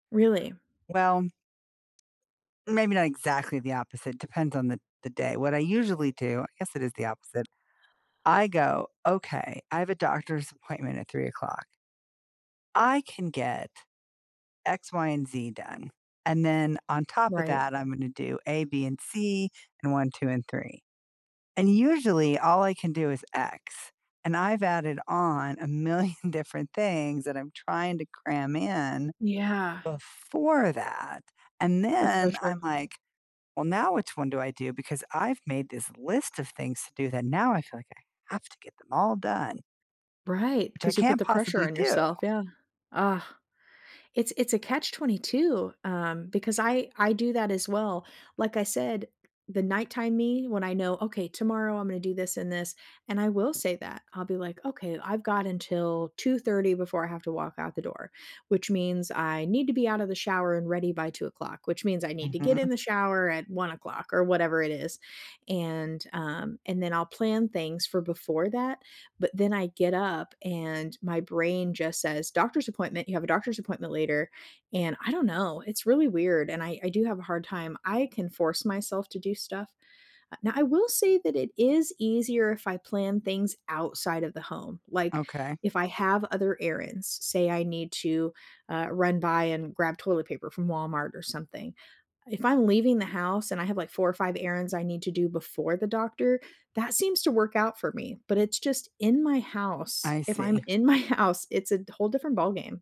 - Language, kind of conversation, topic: English, unstructured, Which voice in my head should I trust for a tough decision?
- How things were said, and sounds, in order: tapping; laughing while speaking: "million"; sigh; laughing while speaking: "my house"